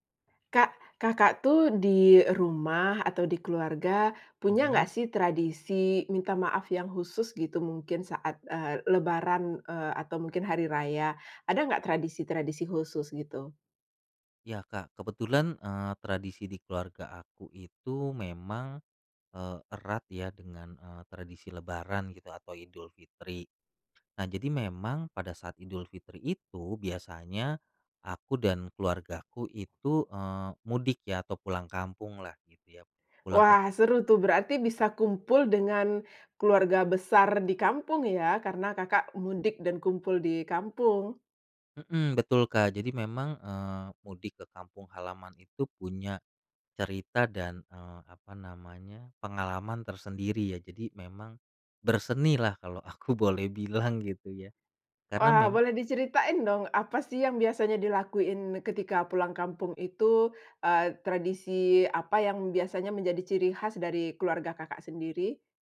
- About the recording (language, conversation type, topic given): Indonesian, podcast, Bagaimana tradisi minta maaf saat Lebaran membantu rekonsiliasi keluarga?
- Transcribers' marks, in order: other background noise; laughing while speaking: "aku boleh bilang"